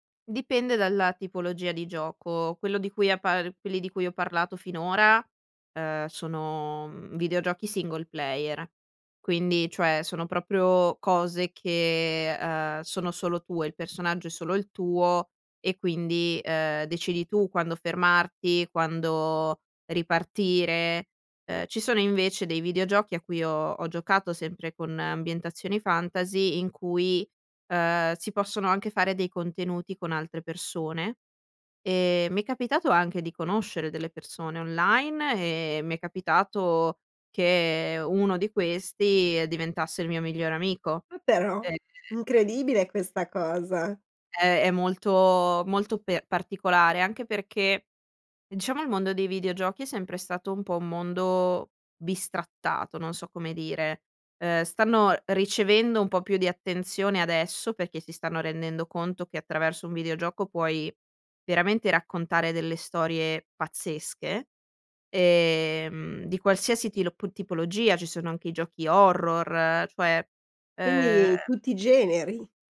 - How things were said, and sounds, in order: in English: "single player"; other background noise; in English: "fantasy"; in English: "online"
- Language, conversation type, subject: Italian, podcast, Raccontami di un hobby che ti fa perdere la nozione del tempo?